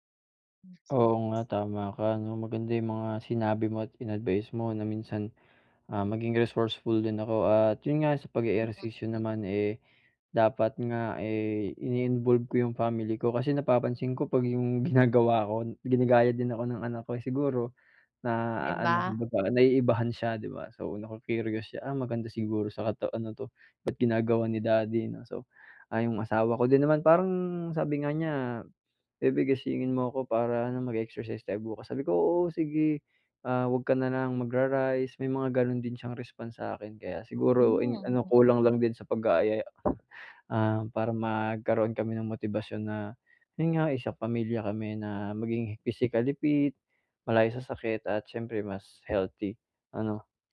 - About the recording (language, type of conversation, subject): Filipino, advice, Paano ko mapapangalagaan ang pisikal at mental na kalusugan ko?
- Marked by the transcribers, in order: tapping